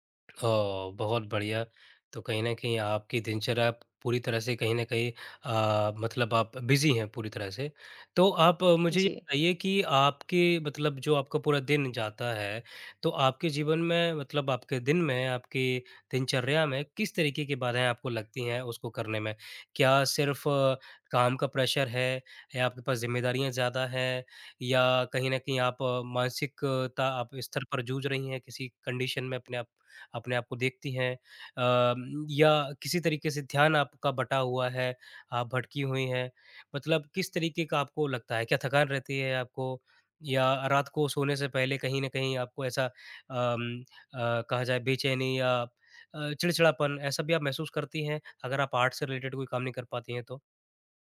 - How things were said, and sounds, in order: in English: "बिज़ी"; in English: "प्रेशर"; in English: "कंडीशन"; in English: "आर्ट्स"; in English: "रिलेटेड"
- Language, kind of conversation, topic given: Hindi, advice, आप रोज़ रचनात्मक काम के लिए समय कैसे निकाल सकते हैं?